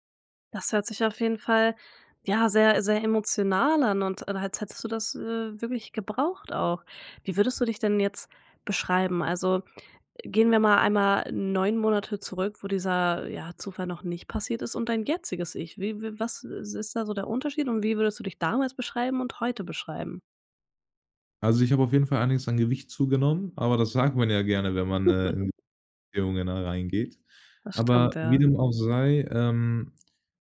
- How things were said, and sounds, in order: chuckle; unintelligible speech
- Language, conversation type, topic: German, podcast, Wann hat ein Zufall dein Leben komplett verändert?